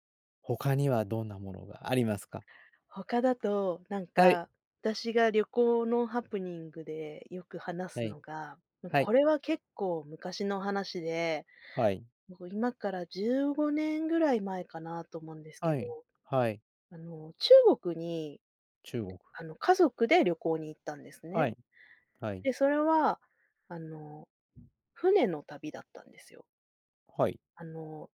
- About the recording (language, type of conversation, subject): Japanese, podcast, 旅先で起きたハプニングを教えてくれますか？
- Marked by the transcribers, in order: other background noise